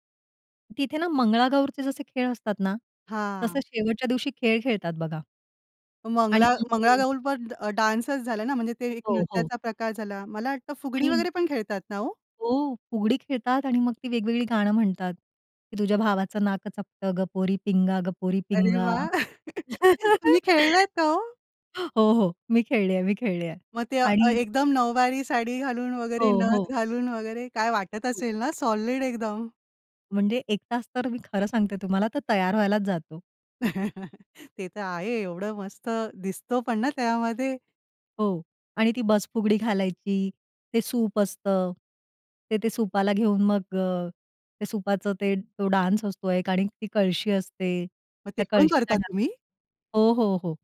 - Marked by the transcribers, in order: in English: "डान्सच"; tapping; chuckle; laugh; unintelligible speech; in English: "सॉलिड"; laugh; in English: "डान्स"; other noise; in English: "डान्स"
- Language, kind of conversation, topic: Marathi, podcast, सण-उत्सवांमुळे तुमच्या घरात कोणते संगीत परंपरेने टिकून राहिले आहे?